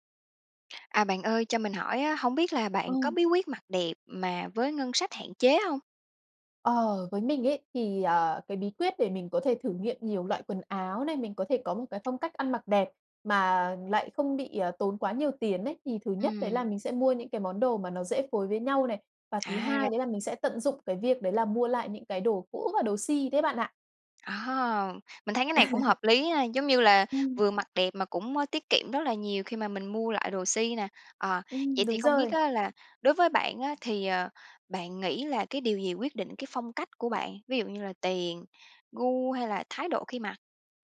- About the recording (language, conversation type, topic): Vietnamese, podcast, Bạn có bí quyết nào để mặc đẹp mà vẫn tiết kiệm trong điều kiện ngân sách hạn chế không?
- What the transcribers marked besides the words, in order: tapping; laugh